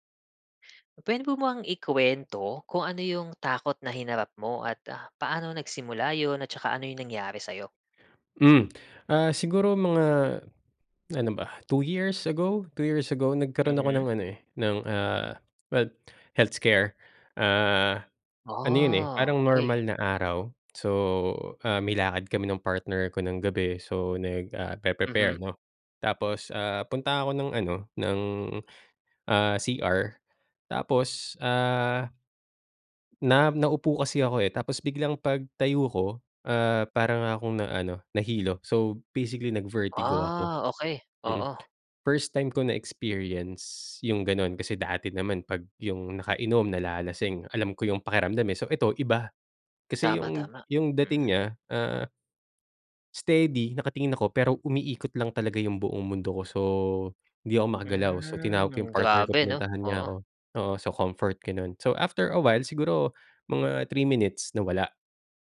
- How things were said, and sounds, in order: other background noise
- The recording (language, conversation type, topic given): Filipino, podcast, Kapag nalampasan mo na ang isa mong takot, ano iyon at paano mo ito hinarap?